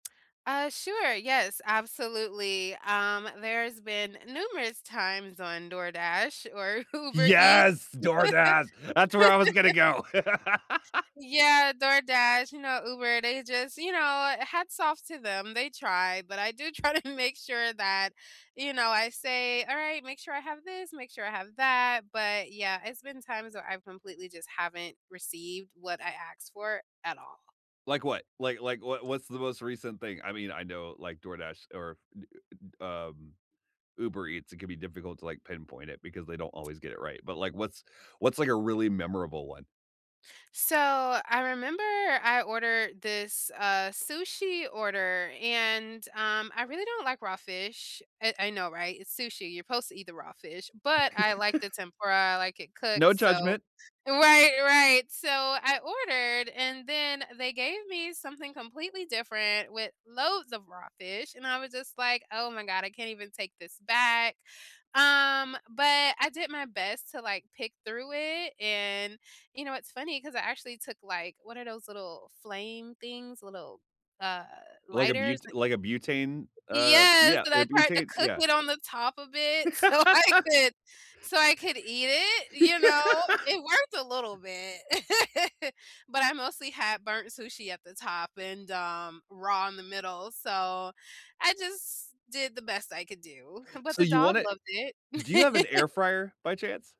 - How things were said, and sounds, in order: joyful: "Yes! DoorDash. That's where I was gonna go!"; laughing while speaking: "Uber Eats"; laugh; laughing while speaking: "try to"; "asked" said as "aksed"; laugh; other background noise; laugh; laughing while speaking: "so I could"; laugh; laugh; laugh
- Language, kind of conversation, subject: English, unstructured, Have you ever gotten angry about receiving the wrong food order?
- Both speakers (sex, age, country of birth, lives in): female, 35-39, United States, United States; male, 30-34, United States, United States